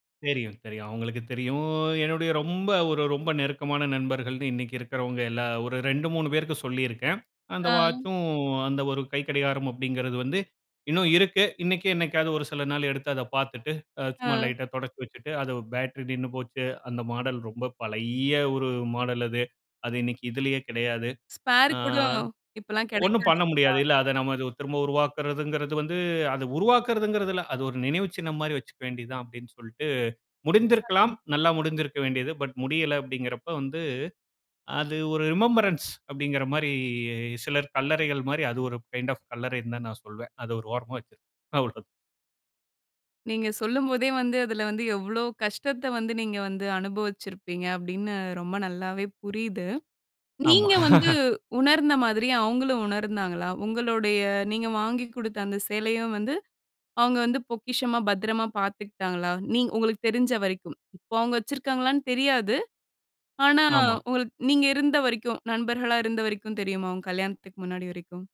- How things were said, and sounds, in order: in English: "வாச்சும்"; in English: "லைட்டா"; in English: "பேட்டரி"; in English: "மாடல்"; drawn out: "பழைய"; in English: "மாடல்"; in English: "ஸ்பேர்"; drawn out: "ஆ"; distorted speech; unintelligible speech; in English: "பட்"; in English: "ரிமம்பரன்ஸ்"; drawn out: "மாரி"; in English: "கைண்ட் ஆஃப்"; laughing while speaking: "அவ்ளோ தான்"; laugh
- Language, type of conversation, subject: Tamil, podcast, நீ இன்னும் வைத்துக்கொண்டிருக்கும் அந்தப் பொருள் என்ன, அதை வைத்துக்கொள்ள காரணமான கதை என்ன?